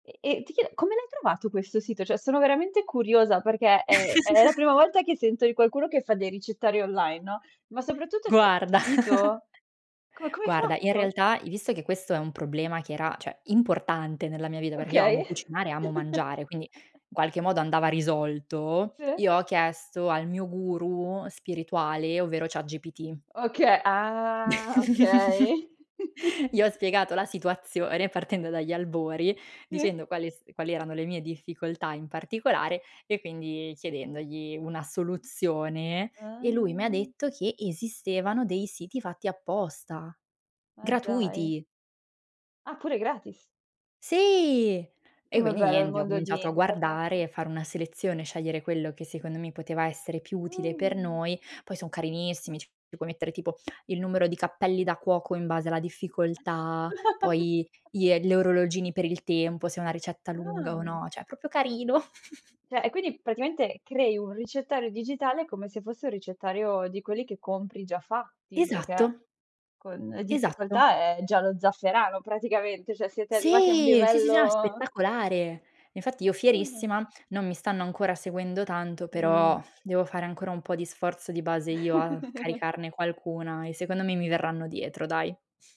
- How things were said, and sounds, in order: chuckle; giggle; chuckle; tapping; "Sì" said as "seh"; other background noise; drawn out: "ah"; snort; chuckle; drawn out: "Ah"; chuckle; "cioè" said as "ceh"; laughing while speaking: "carino"; "Cioè" said as "ceh"; chuckle; "cioè" said as "ceh"; chuckle; snort
- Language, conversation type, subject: Italian, podcast, Come si tramandano le ricette nella tua famiglia?